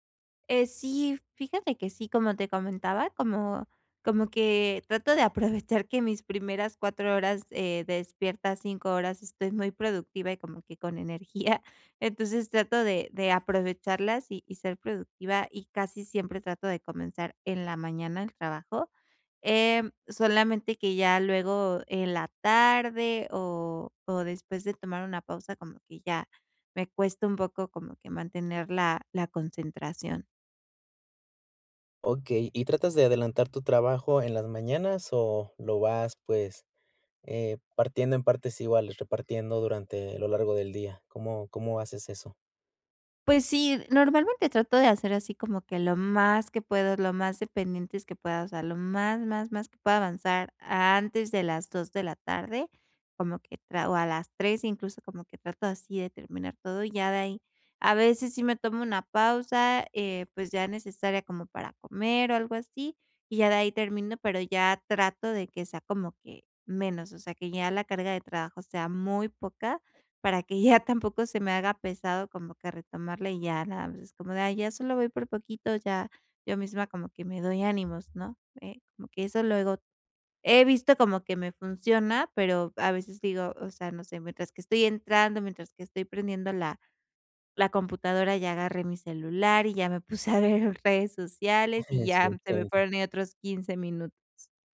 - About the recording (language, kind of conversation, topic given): Spanish, advice, ¿Cómo puedo reducir las distracciones y mantener la concentración por más tiempo?
- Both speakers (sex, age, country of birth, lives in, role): female, 25-29, Mexico, Mexico, user; male, 35-39, Mexico, Mexico, advisor
- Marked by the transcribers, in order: other background noise; laughing while speaking: "que ya"; laughing while speaking: "puse a ver"; chuckle; laughing while speaking: "ya"